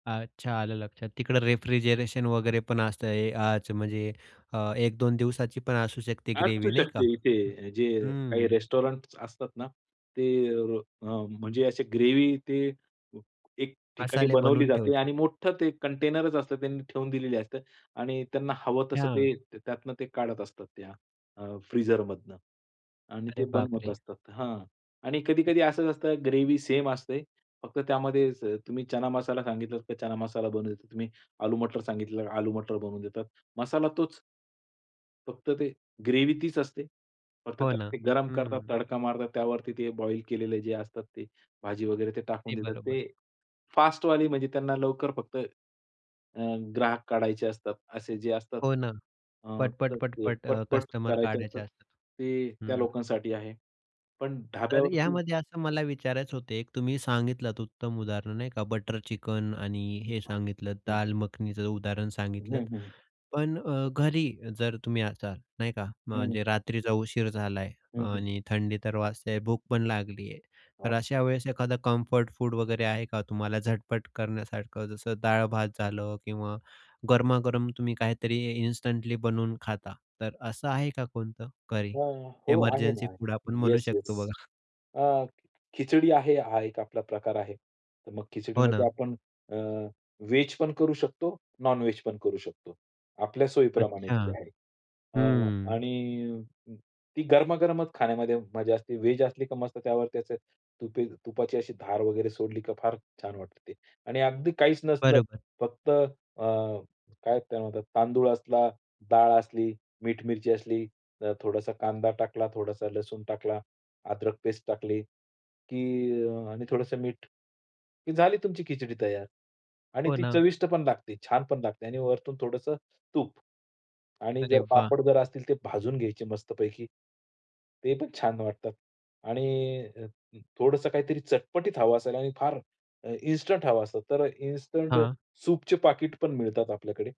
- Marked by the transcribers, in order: tapping; in English: "रेस्टॉरंट्स"; other background noise; laughing while speaking: "बघा?"; other noise
- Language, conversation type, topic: Marathi, podcast, थंडीच्या रात्री तुझ्या मनाला सर्वात जास्त उब देणारी कोणती डिश आहे?